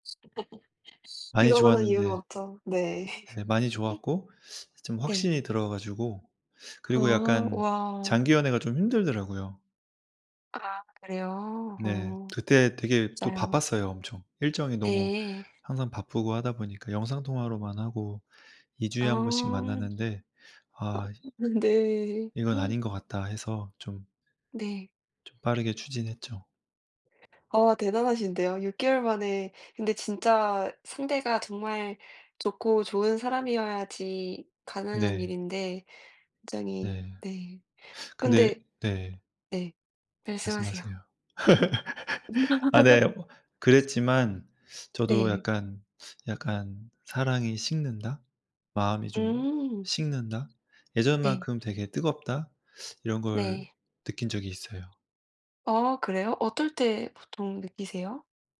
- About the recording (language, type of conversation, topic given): Korean, unstructured, 누군가를 사랑하다가 마음이 식었다고 느낄 때 어떻게 하는 게 좋을까요?
- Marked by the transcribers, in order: other background noise; laugh; laugh; tapping; gasp; laugh